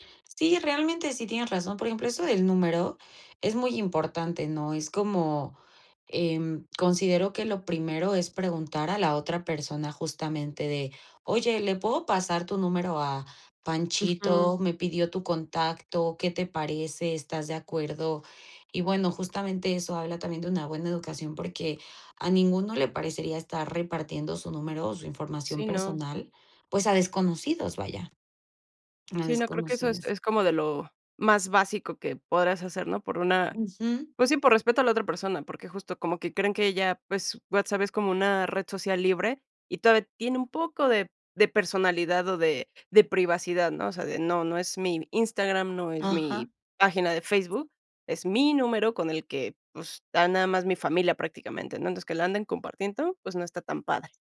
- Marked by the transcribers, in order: none
- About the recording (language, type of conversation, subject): Spanish, podcast, ¿Qué consideras que es de buena educación al escribir por WhatsApp?